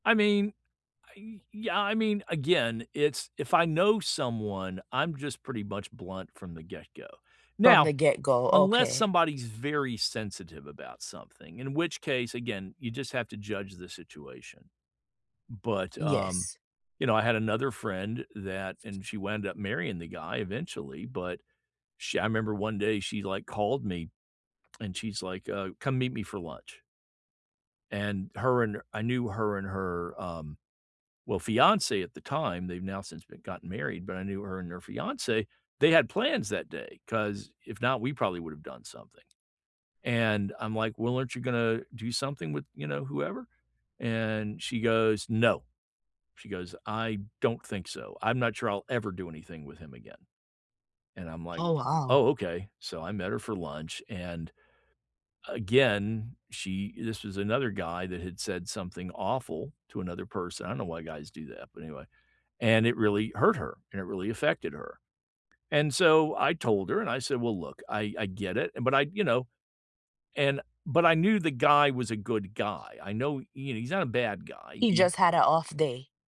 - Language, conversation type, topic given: English, unstructured, What does honesty mean to you in everyday life?
- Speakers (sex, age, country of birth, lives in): female, 25-29, United States, United States; male, 65-69, United States, United States
- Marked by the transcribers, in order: tapping; other background noise